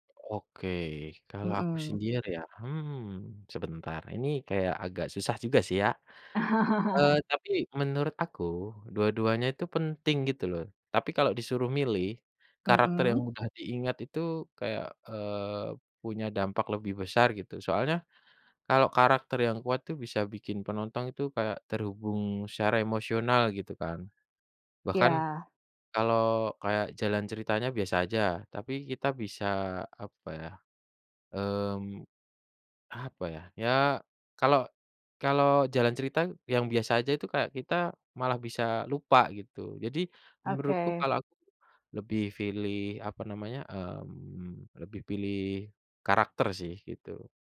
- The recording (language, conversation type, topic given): Indonesian, unstructured, Apa yang membuat cerita dalam sebuah film terasa kuat dan berkesan?
- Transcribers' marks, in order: chuckle; other background noise